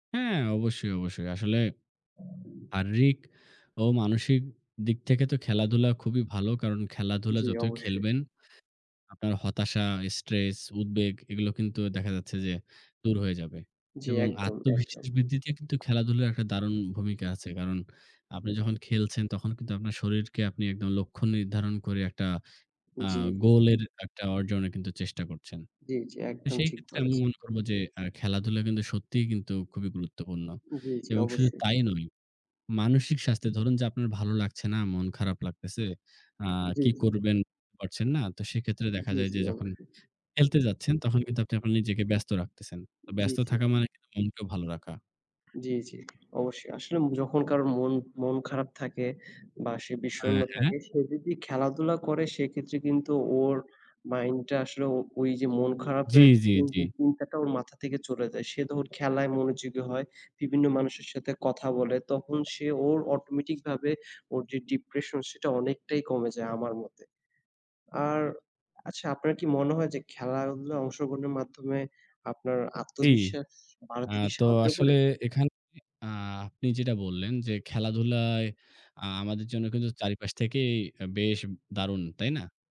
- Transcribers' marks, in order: other background noise; "শারীরিক" said as "আরীরিক"; unintelligible speech; "যখন" said as "দহন"; "খেলাধুলায়" said as "খেলারওধুলা"
- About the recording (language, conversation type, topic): Bengali, unstructured, আপনার মতে, খেলাধুলায় অংশগ্রহণের সবচেয়ে বড় উপকারিতা কী?